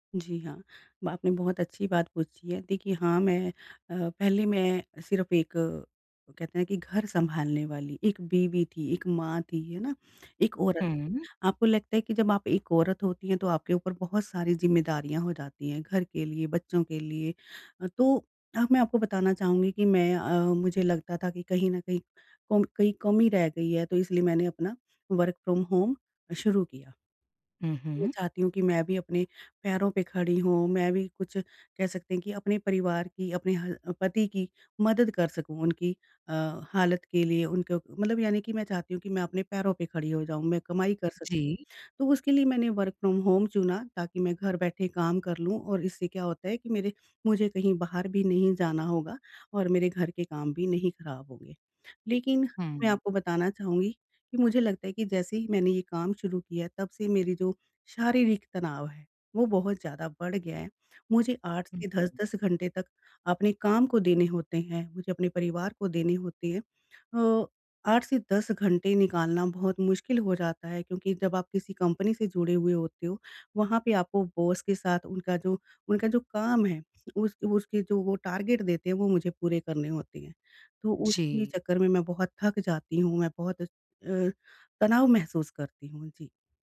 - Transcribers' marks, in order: tapping; throat clearing; in English: "वर्क फ़्रॉम होम"; other background noise; in English: "वर्क फ़्रॉम होम"; other noise; in English: "टारगेट"
- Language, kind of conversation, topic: Hindi, advice, शारीरिक तनाव कम करने के त्वरित उपाय